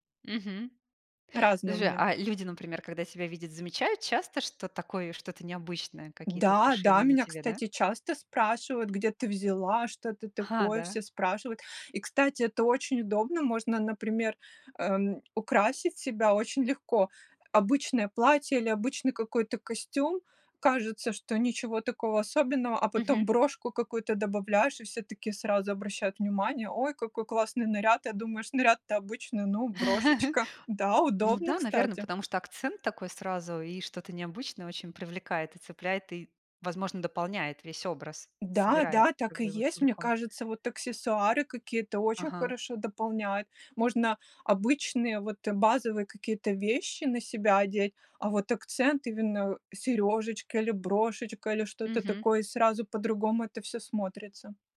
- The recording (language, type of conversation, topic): Russian, podcast, Какое у вас любимое хобби и как и почему вы им увлеклись?
- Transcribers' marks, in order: chuckle